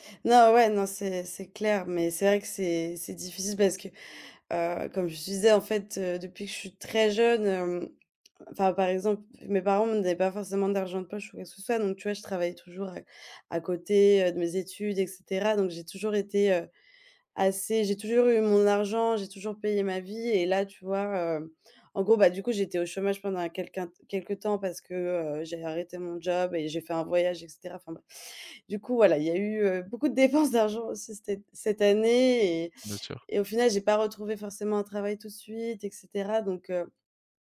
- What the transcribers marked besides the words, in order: stressed: "très"
- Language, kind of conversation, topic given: French, advice, Comment décririez-vous votre inquiétude persistante concernant l’avenir ou vos finances ?